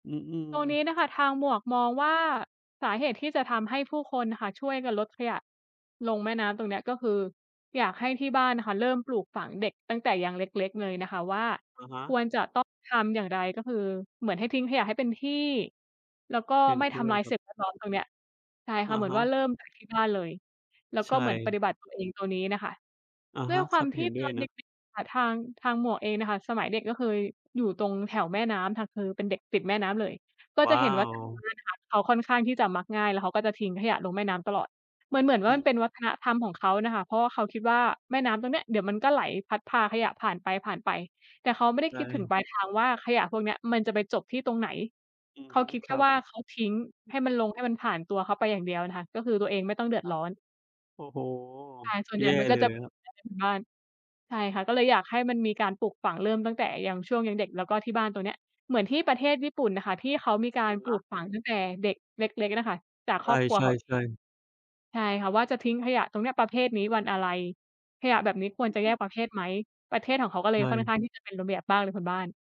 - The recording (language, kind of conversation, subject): Thai, unstructured, คุณรู้สึกอย่างไรเมื่อเห็นคนทิ้งขยะลงในแม่น้ำ?
- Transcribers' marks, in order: tapping; unintelligible speech; other background noise